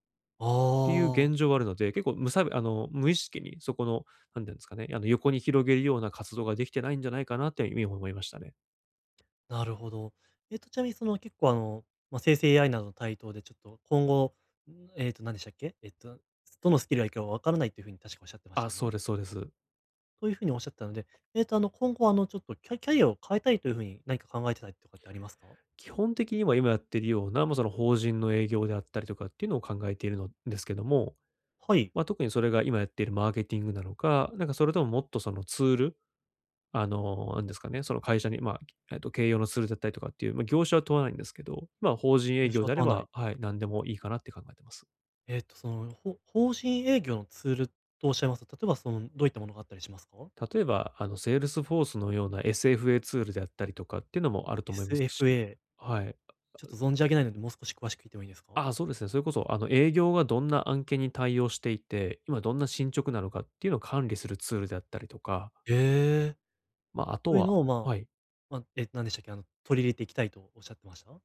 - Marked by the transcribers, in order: other background noise; tapping
- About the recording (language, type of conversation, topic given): Japanese, advice, どうすればキャリアの長期目標を明確にできますか？